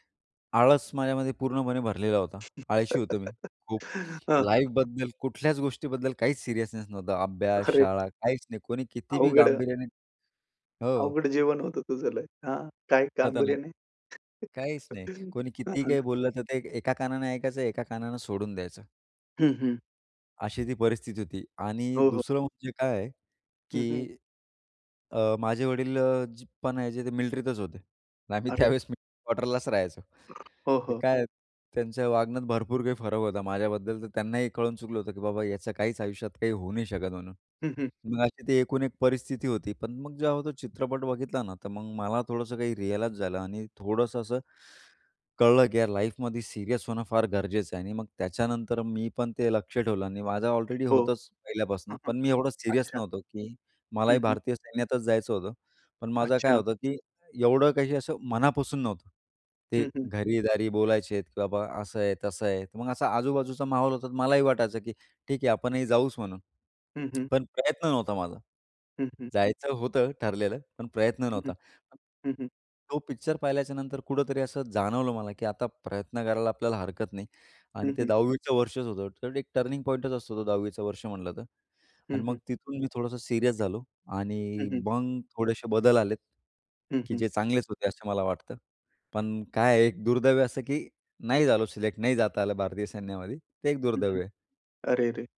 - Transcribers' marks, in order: other background noise; laugh; in English: "लाईफबद्दल"; chuckle; in English: "रिअलाईज"; in English: "लाईफमध्ये"; in English: "टर्निंग पॉइंटच"; "दुर्दैव" said as "दुर्दैव्य"; "दुर्दैव" said as "दुर्दैव्य"
- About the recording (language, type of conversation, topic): Marathi, podcast, तुला कोणता चित्रपट आवडतो आणि का?